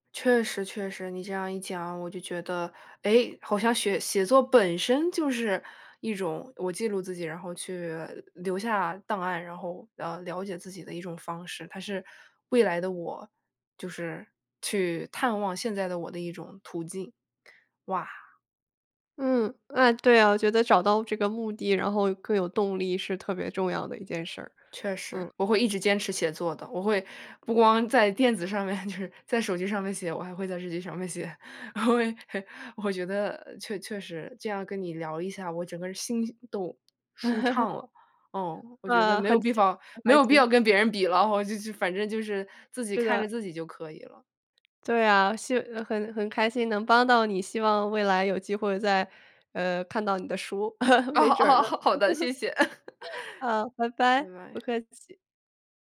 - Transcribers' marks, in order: laughing while speaking: "上面"; laugh; chuckle; other background noise; laughing while speaking: "哦 哦。好 好的，谢谢"; chuckle; laugh
- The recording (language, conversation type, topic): Chinese, advice, 写作怎样能帮助我更了解自己？